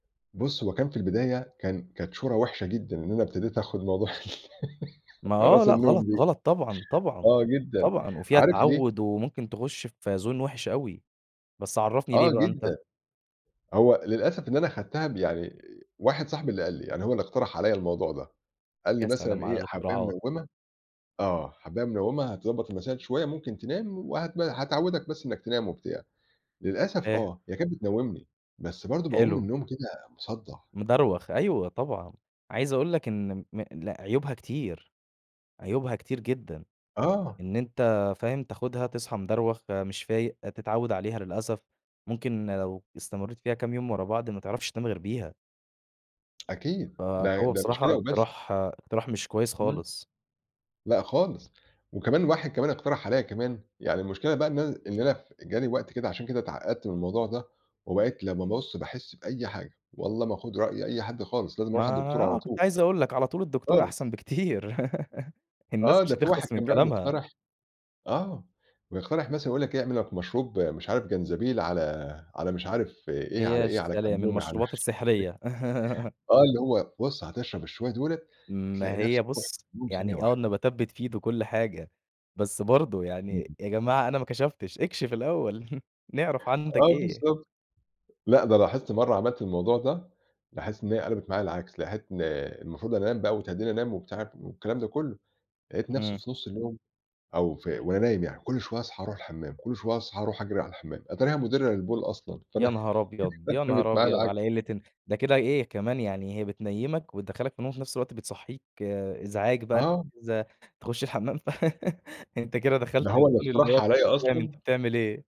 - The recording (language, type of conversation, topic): Arabic, podcast, إزاي تحافظ على نوم وراحة كويسين وإنت في فترة التعافي؟
- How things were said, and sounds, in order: laughing while speaking: "موضوع ال"; laugh; in English: "zone"; laugh; laughing while speaking: "مش عارف إيه"; laugh; chuckle; unintelligible speech; laugh; other background noise; unintelligible speech; laugh